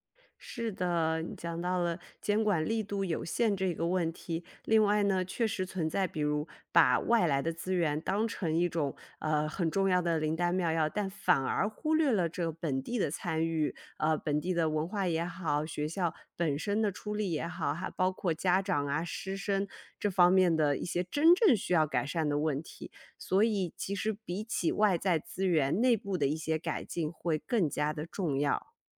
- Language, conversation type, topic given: Chinese, podcast, 学校应该如何应对教育资源不均的问题？
- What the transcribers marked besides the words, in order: other background noise